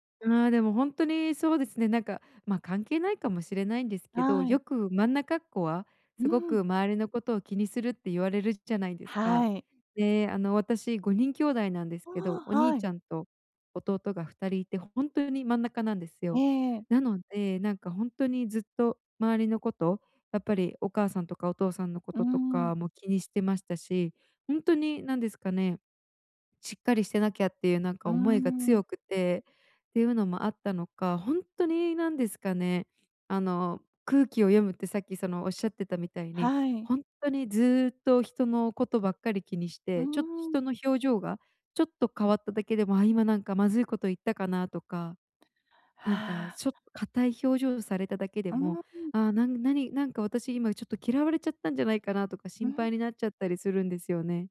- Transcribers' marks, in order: none
- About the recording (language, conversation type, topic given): Japanese, advice, 他人の評価を気にしすぎずに生きるにはどうすればいいですか？